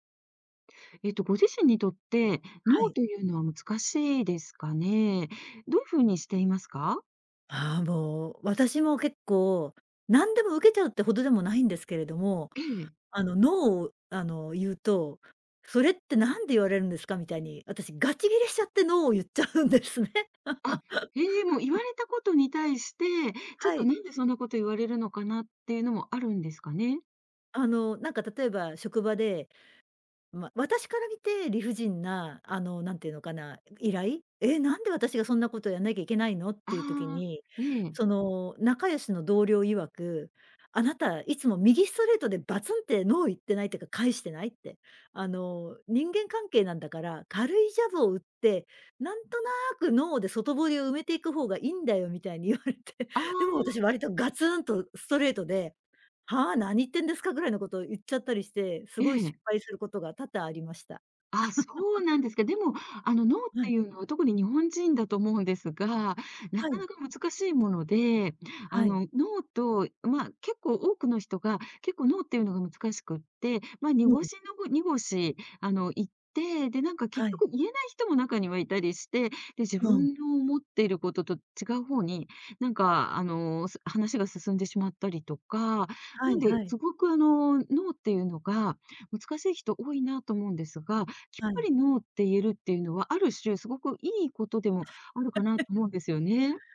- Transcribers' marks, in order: laughing while speaking: "言っちゃうんですね"; laugh; laughing while speaking: "言われて"; laugh; laugh
- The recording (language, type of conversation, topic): Japanese, podcast, 「ノー」と言うのは難しい？どうしてる？